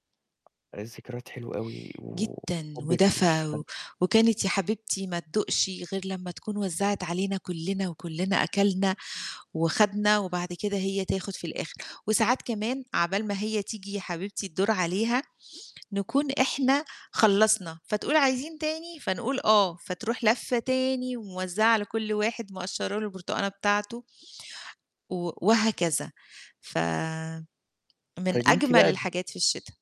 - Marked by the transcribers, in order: other background noise
- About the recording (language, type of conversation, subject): Arabic, podcast, إيه هو فصلك المفضل وليه بتحبه؟